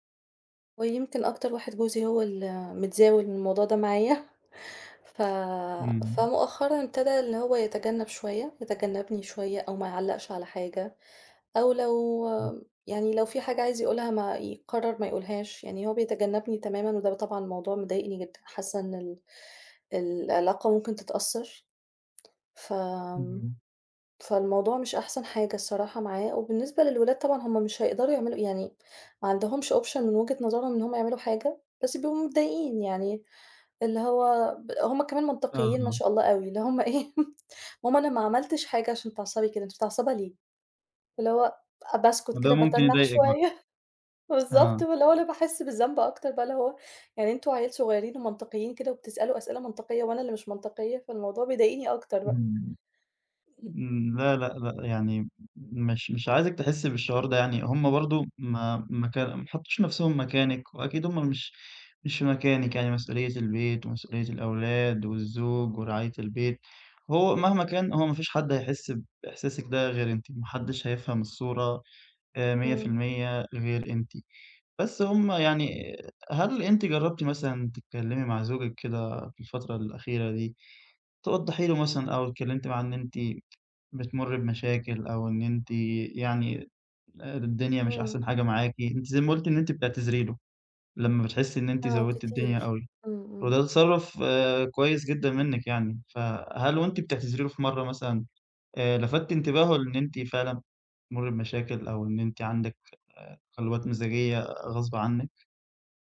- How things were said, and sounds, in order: tapping; laughing while speaking: "معايا"; in English: "option"; laughing while speaking: "إيه"; laughing while speaking: "شوية"
- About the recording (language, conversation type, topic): Arabic, advice, إزاي التعب المزمن بيأثر على تقلبات مزاجي وانفجارات غضبي؟